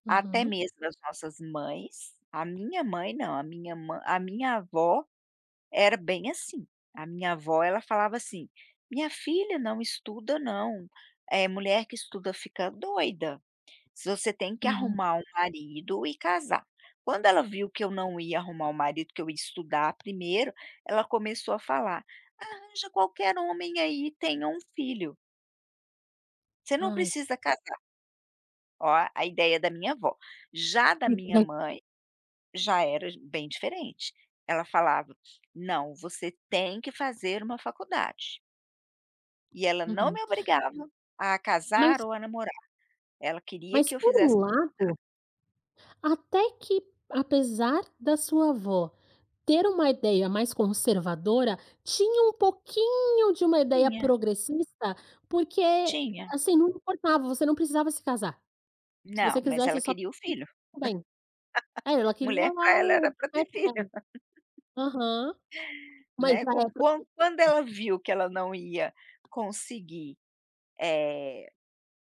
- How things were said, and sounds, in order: unintelligible speech; laugh; unintelligible speech; laugh; unintelligible speech
- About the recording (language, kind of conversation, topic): Portuguese, podcast, Que papel o dinheiro tem na sua ideia de sucesso?